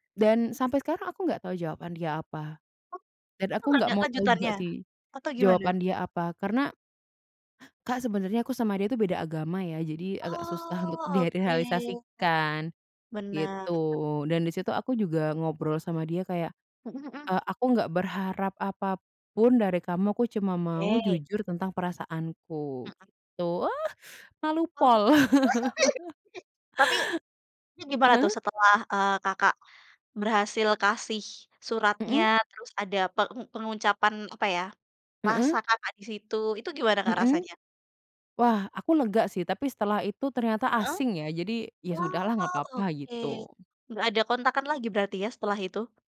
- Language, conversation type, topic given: Indonesian, unstructured, Pernahkah kamu melakukan sesuatu yang nekat demi cinta?
- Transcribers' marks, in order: giggle; laugh; other background noise; tapping